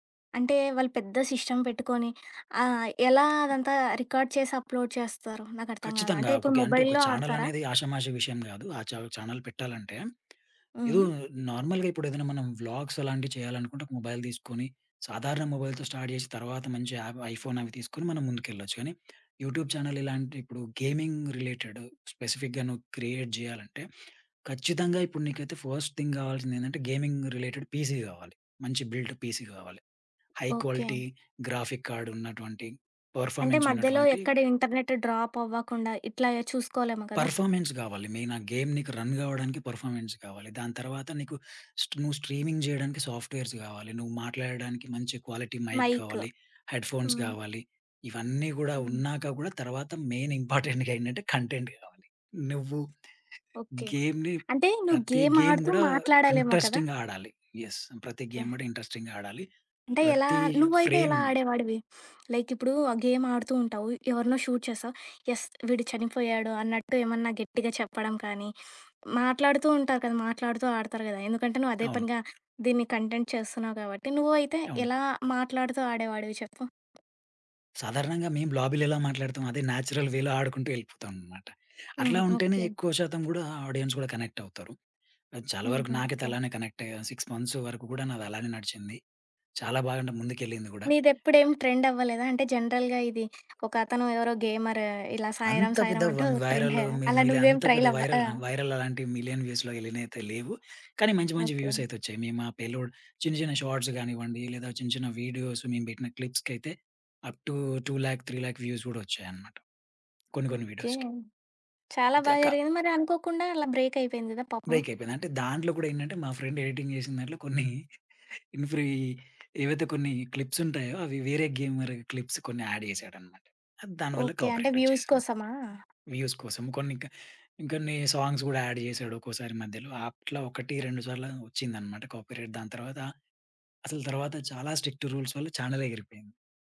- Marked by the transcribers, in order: in English: "సిస్టమ్"; in English: "రికార్డ్"; other background noise; in English: "అప్‌లోడ్"; in English: "మొబైల్‌లో"; in English: "చ ఛానెల్"; in English: "నార్మల్‌గా"; in English: "వ్లాగ్స్"; in English: "మొబైల్"; in English: "మొబైల్‌తో స్టార్ట్"; in English: "యాప్ ఐఫోన్"; in English: "యూట్యూబ్ ఛానెల్"; in English: "గేమింగ్ రిలేటెడ్ స్పెసిఫిక్‌గా"; in English: "క్రియేట్"; in English: "ఫస్ట్ థింగ్"; in English: "గేమింగ్ రిలేటెడ్ పీసీ"; in English: "బిల్డ్ పీసీ"; in English: "హై క్వాలిటీ గ్రాఫిక్ కార్డ్"; in English: "పెర్‌ఫార్మెన్స్"; in English: "ఇంటర్‌నెట్ డ్రాప్"; in English: "పెర్‌ఫార్మెన్స్"; in English: "మెయిన్"; in English: "గేమ్"; in English: "రన్"; in English: "పెర్‌ఫార్మెన్స్"; in English: "స్ట్రీమింగ్"; in English: "సాఫ్ట్‌వేర్స్"; in English: "క్వాలిటీ మైక్"; in English: "హెడ్‌ఫోన్స్"; giggle; in English: "మెయిన్ ఇంపార్టెంట్‌గా"; in English: "కంటెంట్"; in English: "గేమ్"; in English: "గేమ్‌ని"; in English: "గేమ్"; in English: "ఇంట్రెస్టింగ్‌గా"; in English: "యెస్!"; in English: "గేమ్"; in English: "ఇంట్రెస్టింగ్‌గా"; in English: "ఫ్రేమ్"; sniff; in English: "లైక్"; in English: "గేమ్"; in English: "షూట్"; in English: "యెస్!"; in English: "కంటెంట్"; in English: "లాబీలో"; in English: "నేచురల్ వేలో"; in English: "ఆడియన్స్"; in English: "సిక్స్ మంత్స్"; in English: "ట్రెండ్"; in English: "జనరల్‌గా"; in English: "గేమర్"; tapping; in English: "వైరల్"; in English: "ట్రెండ్"; in English: "వైరల్"; in English: "వైరల్"; in English: "ట్రైల్"; in English: "మిలియన్ వ్యూస్‌లో"; in English: "పే‌లోడ్"; in English: "షార్ట్స్"; in English: "వీడియోస్"; in English: "అప్ టు, టూ లాక్ త్రీ లాక్ వ్యూస్"; in English: "వీడియోస్‌కి"; in English: "ఫ్రెండ్ ఎడిటింగ్"; chuckle; in English: "ఇన్ ఫ్రీ"; in English: "క్లిప్స్"; in English: "గేమర్ క్లిప్స్"; in English: "యాడ్"; in English: "కాపీరైట్"; in English: "వ్యూస్"; in English: "వ్యూస్"; in English: "సాంగ్స్"; in English: "యాడ్"; in English: "కాపీరైట్"; in English: "స్ట్రిక్ట్ రూల్స్"; in English: "చానెల్"
- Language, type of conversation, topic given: Telugu, podcast, హాబీని ఉద్యోగంగా మార్చాలనుకుంటే మొదట ఏమి చేయాలి?